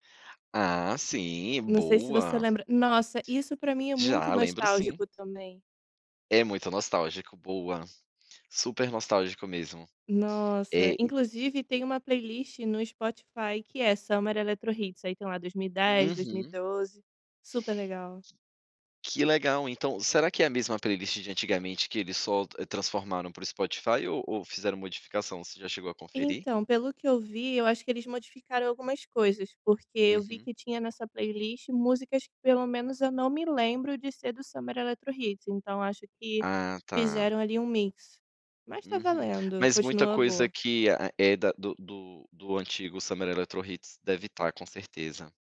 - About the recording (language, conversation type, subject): Portuguese, podcast, O que transforma uma música em nostalgia pra você?
- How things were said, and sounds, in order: tapping; other background noise